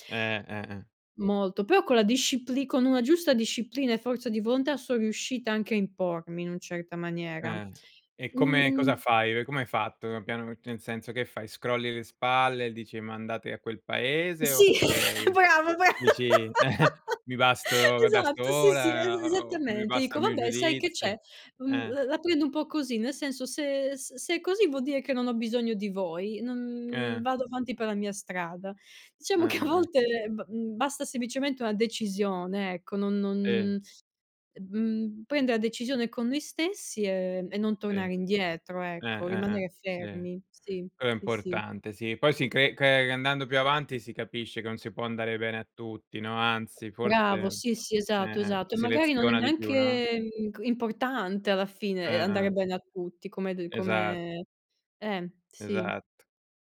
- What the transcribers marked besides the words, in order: chuckle; laugh; chuckle; laughing while speaking: "a volte"; tapping
- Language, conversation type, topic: Italian, unstructured, Qual è stata una lezione importante che hai imparato da giovane?